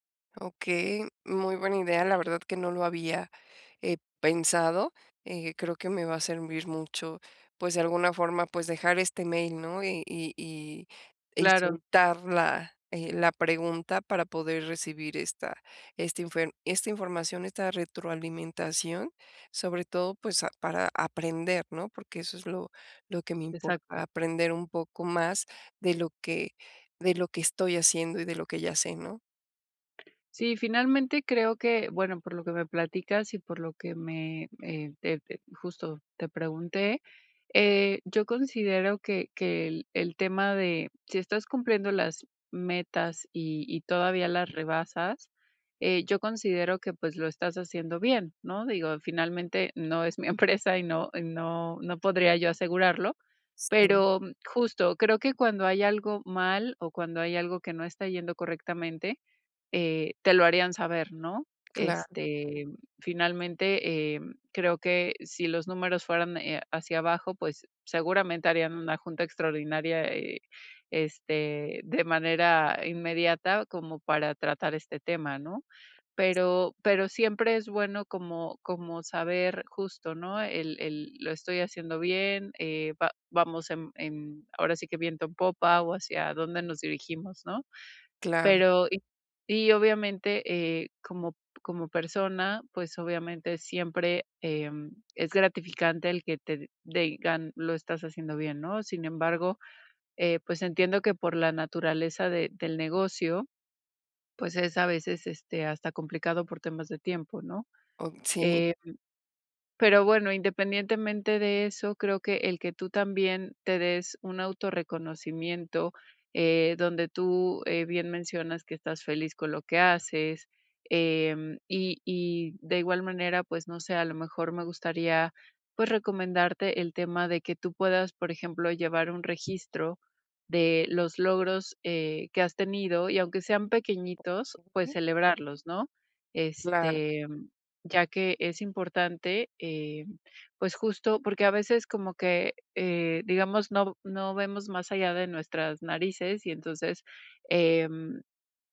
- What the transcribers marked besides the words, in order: laughing while speaking: "empresa"; "digan" said as "deigan"; tapping
- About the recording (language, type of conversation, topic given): Spanish, advice, ¿Cómo puedo mantener mi motivación en el trabajo cuando nadie reconoce mis esfuerzos?